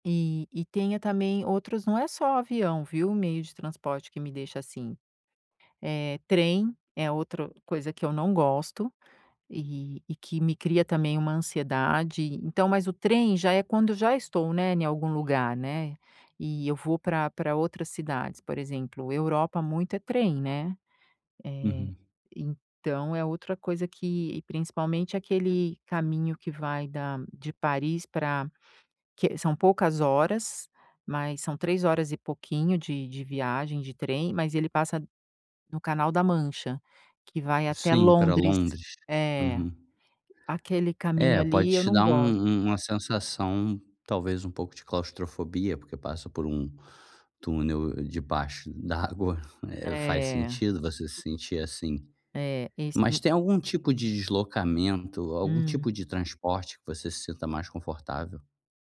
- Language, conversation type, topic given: Portuguese, advice, Como reduzir o estresse e a ansiedade durante viagens longas?
- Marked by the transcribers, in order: other background noise